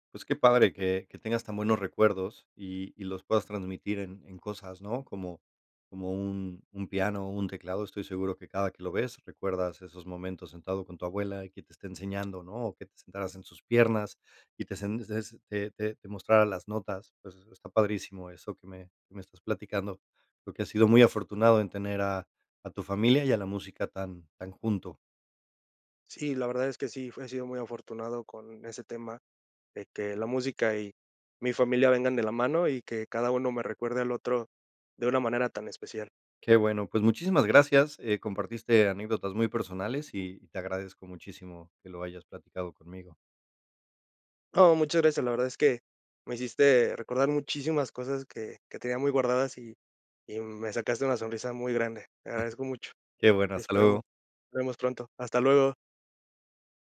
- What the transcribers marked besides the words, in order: giggle
- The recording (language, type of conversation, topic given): Spanish, podcast, ¿Cómo influyó tu familia en tus gustos musicales?